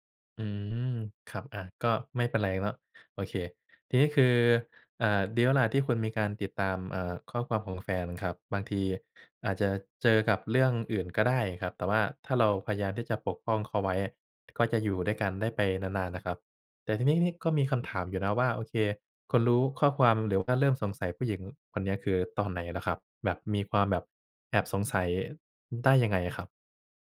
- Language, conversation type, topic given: Thai, advice, คุณควรทำอย่างไรเมื่อรู้สึกไม่เชื่อใจหลังพบข้อความน่าสงสัย?
- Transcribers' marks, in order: other noise